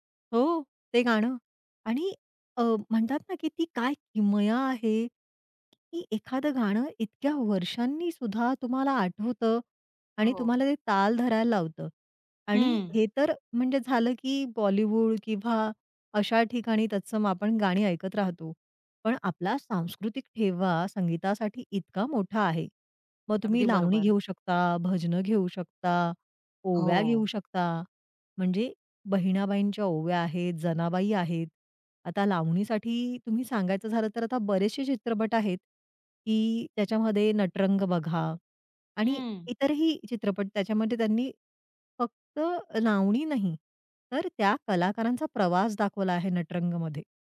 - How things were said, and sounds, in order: other background noise; tapping
- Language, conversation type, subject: Marathi, podcast, चित्रपट आणि टीव्हीच्या संगीतामुळे तुझ्या संगीत-आवडीत काय बदल झाला?